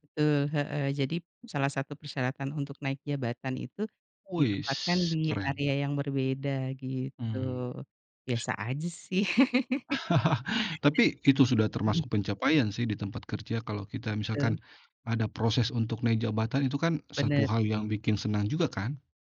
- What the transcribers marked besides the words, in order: other background noise; laugh
- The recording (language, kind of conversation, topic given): Indonesian, unstructured, Apa hal paling menyenangkan yang pernah terjadi di tempat kerja?